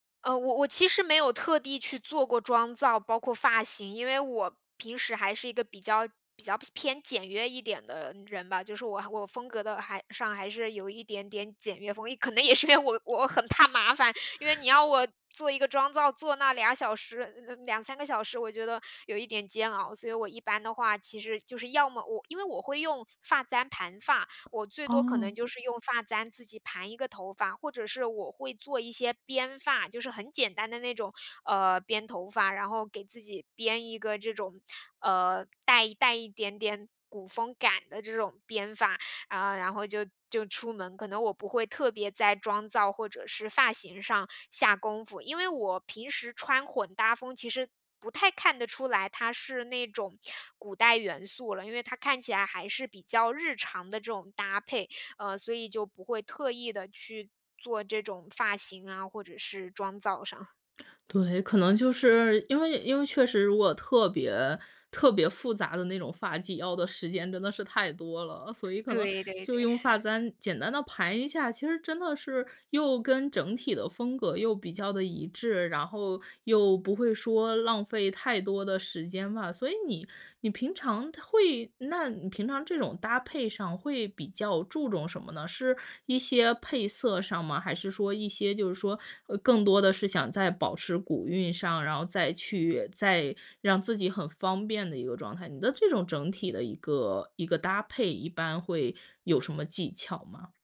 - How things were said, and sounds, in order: tapping; laughing while speaking: "可能也是"; chuckle; other noise; chuckle
- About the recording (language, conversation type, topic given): Chinese, podcast, 你平常是怎么把传统元素和潮流风格混搭在一起的？